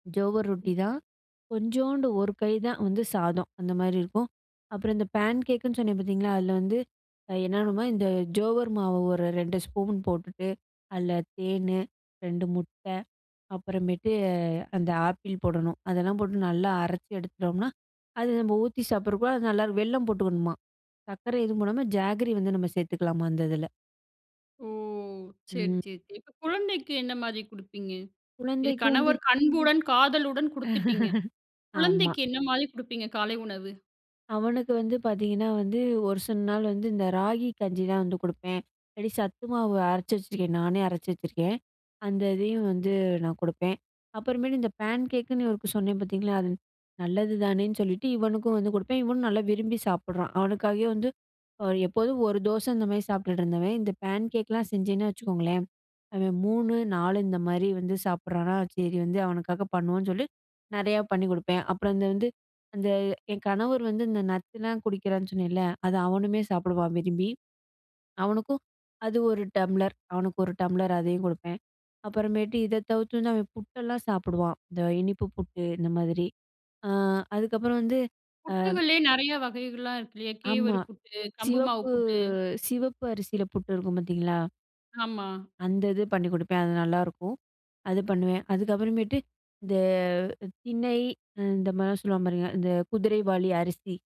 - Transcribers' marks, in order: tapping; in English: "ஜாகரி"; laugh; "கேழ்வரகு" said as "கேவரு"
- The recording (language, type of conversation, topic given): Tamil, podcast, காலை உணவைத் தேர்வு செய்வதில் உங்கள் கருத்து என்ன?